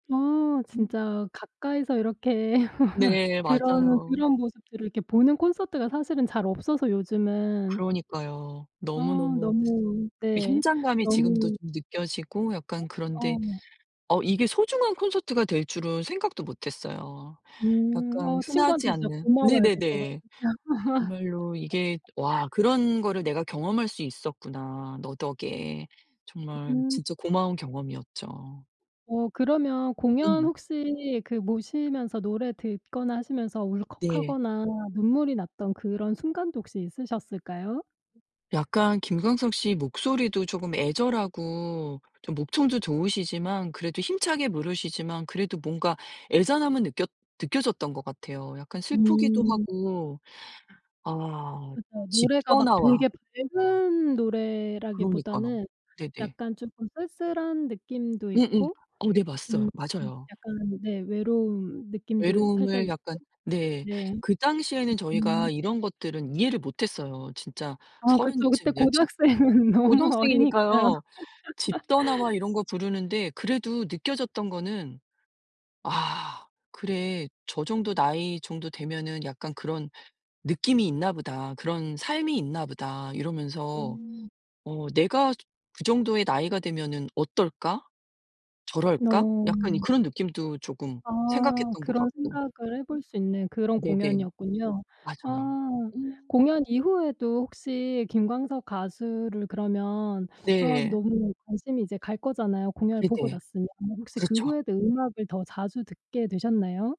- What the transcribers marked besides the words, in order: laugh; background speech; other background noise; laugh; tapping; laughing while speaking: "고등학생은 너무 어리니까"; laugh
- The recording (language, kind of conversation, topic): Korean, podcast, 가장 기억에 남는 라이브 공연 경험은 어떤 것이었나요?